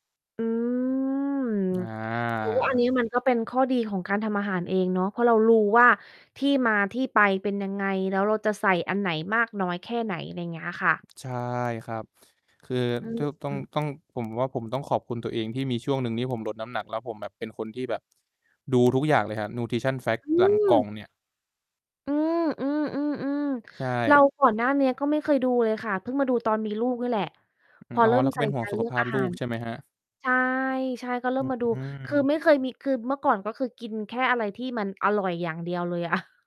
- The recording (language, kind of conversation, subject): Thai, unstructured, คุณคิดว่าการเรียนรู้ทำอาหารมีประโยชน์กับชีวิตอย่างไร?
- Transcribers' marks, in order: drawn out: "อืม"; other background noise; distorted speech; mechanical hum; in English: "Nutrition Facts"; tapping; chuckle